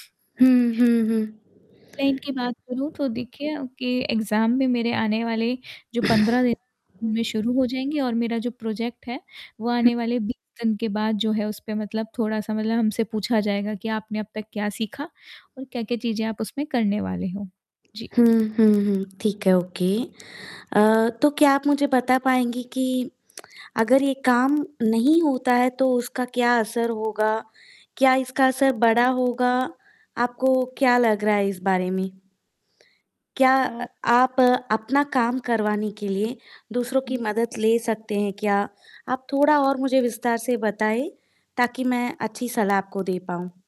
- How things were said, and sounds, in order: distorted speech; in English: "क्लाइंट"; in English: "एग्ज़ाम"; other noise; in English: "प्रोजेक्ट"; in English: "ओके"; tongue click; static
- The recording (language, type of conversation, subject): Hindi, advice, मैं कैसे तय करूँ कि कौन-से काम सबसे पहले करने हैं?
- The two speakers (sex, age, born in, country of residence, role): female, 25-29, India, India, advisor; female, 25-29, India, India, user